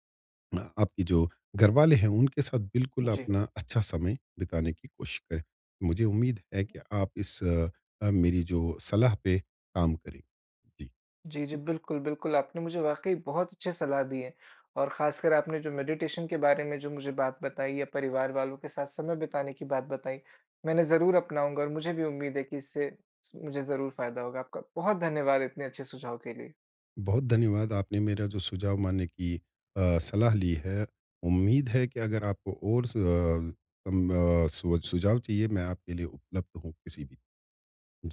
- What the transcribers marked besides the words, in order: in English: "मेडिटेशन"
- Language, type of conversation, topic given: Hindi, advice, तेज़ और प्रभावी सुबह की दिनचर्या कैसे बनाएं?